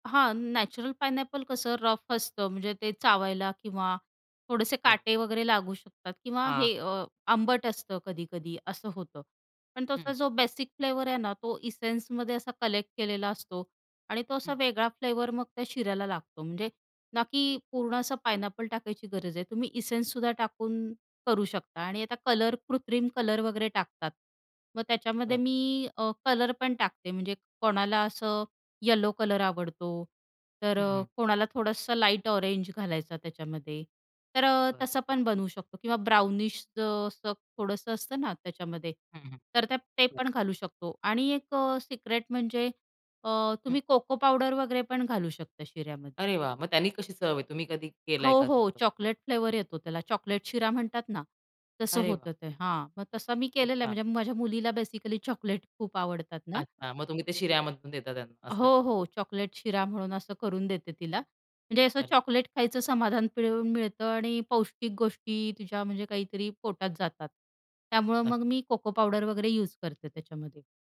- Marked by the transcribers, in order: other background noise; in English: "एसेन्समध्ये"; in English: "एसेन्स"; tapping; in English: "येलो"; in English: "लाईट ऑरेंज"; in English: "ब्राउनिश"; in English: "बेसिकली"; other noise
- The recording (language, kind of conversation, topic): Marathi, podcast, सणासुदीला तुमच्या घरी नेहमी कोणती रेसिपी बनवली जाते?